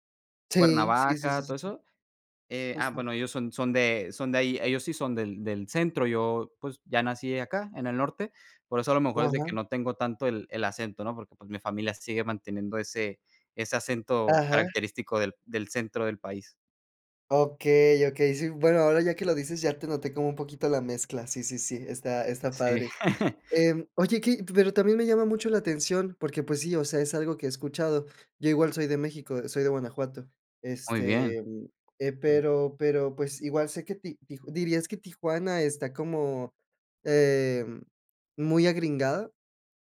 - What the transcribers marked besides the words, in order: chuckle
- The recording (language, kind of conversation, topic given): Spanish, podcast, ¿Qué cambio de ciudad te transformó?